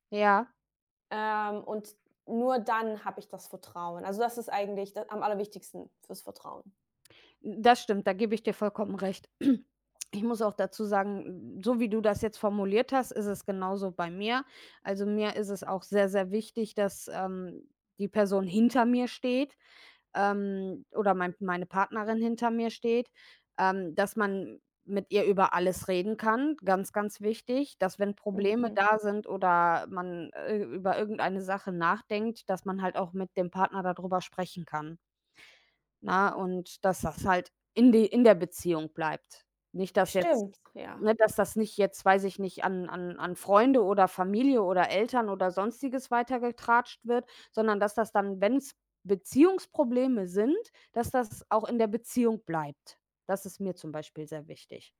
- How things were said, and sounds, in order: throat clearing
- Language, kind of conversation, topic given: German, unstructured, Wie kann man Vertrauen in einer Beziehung aufbauen?